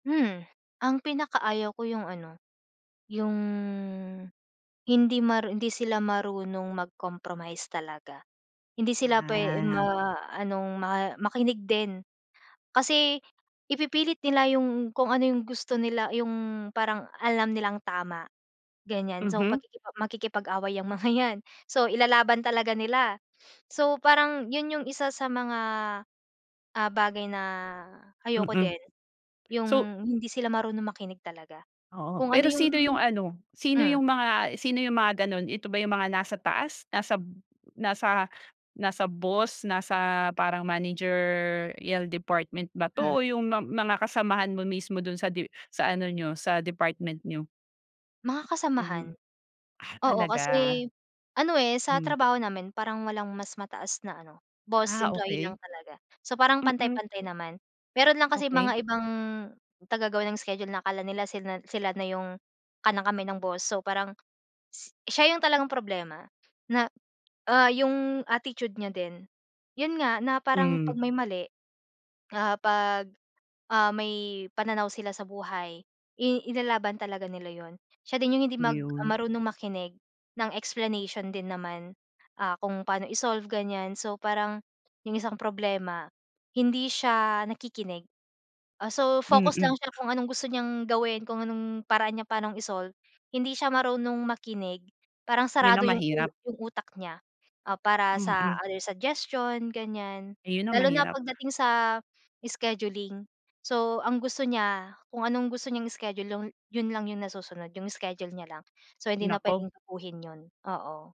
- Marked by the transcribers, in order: other background noise; chuckle; in English: "managerial department"; wind; tapping
- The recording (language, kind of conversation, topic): Filipino, podcast, Paano mo ilalarawan ang kultura sa opisina ninyo ngayon?
- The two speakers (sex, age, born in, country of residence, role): female, 25-29, Philippines, Philippines, guest; female, 35-39, Philippines, Finland, host